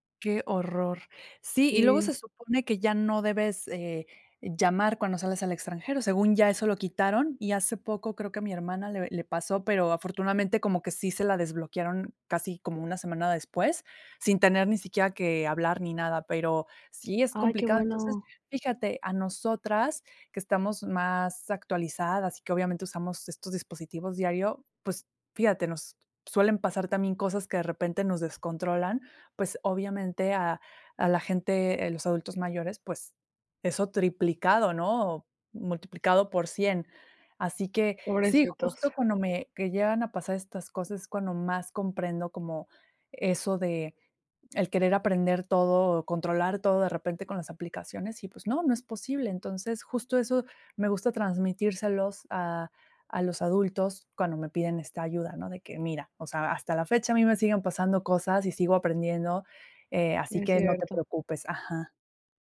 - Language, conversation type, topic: Spanish, podcast, ¿Cómo enseñar a los mayores a usar tecnología básica?
- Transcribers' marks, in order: none